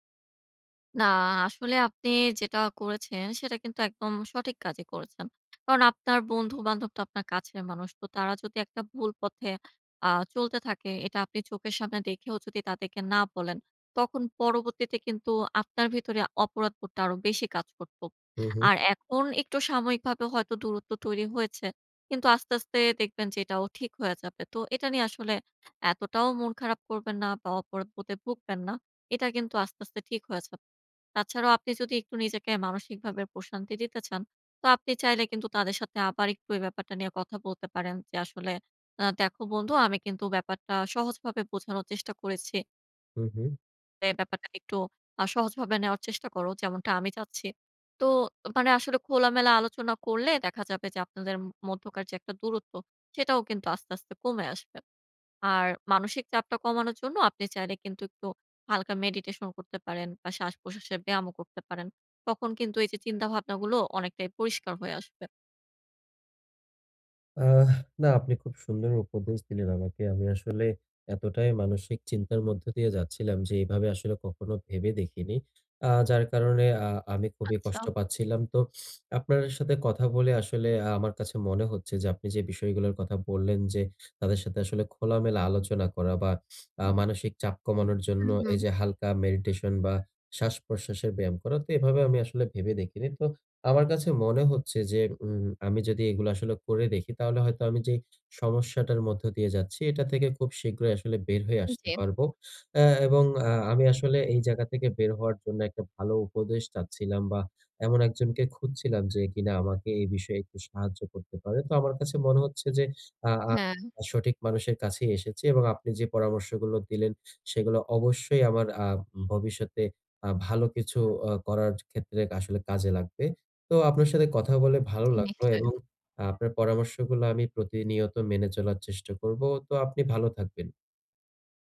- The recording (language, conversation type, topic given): Bengali, advice, অর্থ নিয়ে কথোপকথন শুরু করতে আমার অস্বস্তি কাটাব কীভাবে?
- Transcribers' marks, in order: horn; tapping